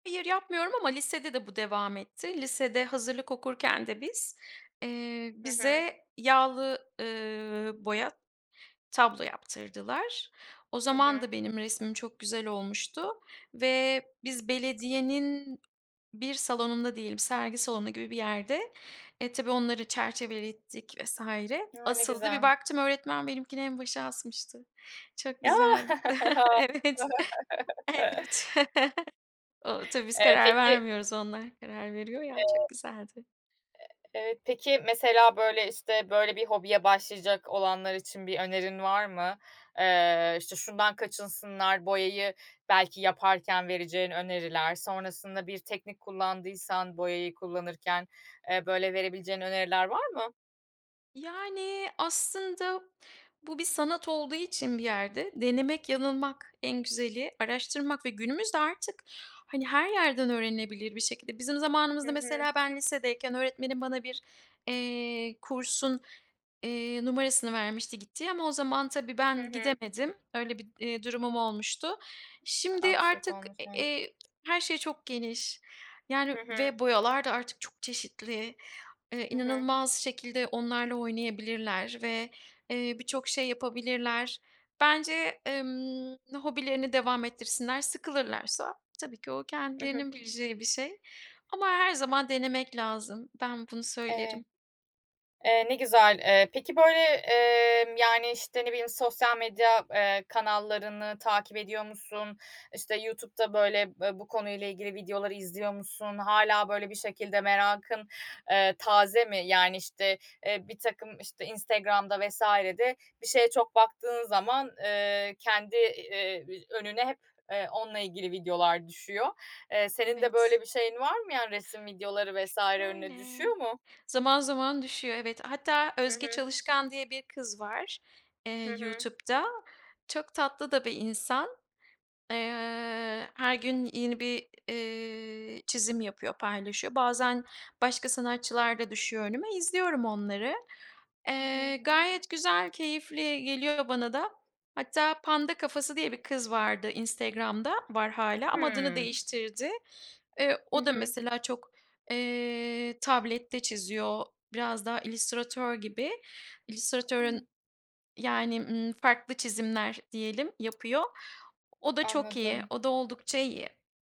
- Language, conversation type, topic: Turkish, podcast, Bir hobiye ilk kez nasıl başladığını hatırlıyor musun?
- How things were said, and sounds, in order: other background noise; tapping; chuckle; laughing while speaking: "A!"; chuckle; laughing while speaking: "evet . Evet"; chuckle